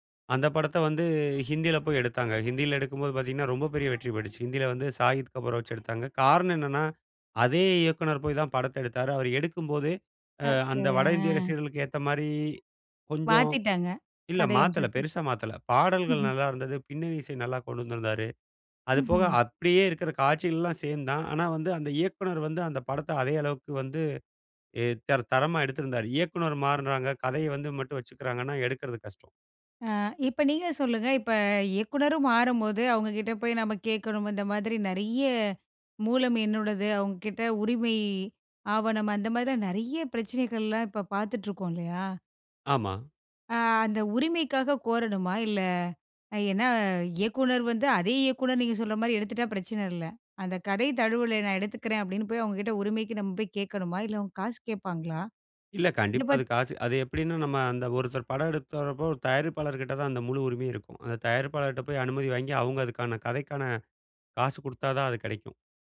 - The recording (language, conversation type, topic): Tamil, podcast, ரீமேக்குகள், சீக்வெல்களுக்கு நீங்கள் எவ்வளவு ஆதரவு தருவீர்கள்?
- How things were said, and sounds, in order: other background noise; in English: "சேம்"; tapping; "எடுக்கறப்போ" said as "எடுத்தரப்போ"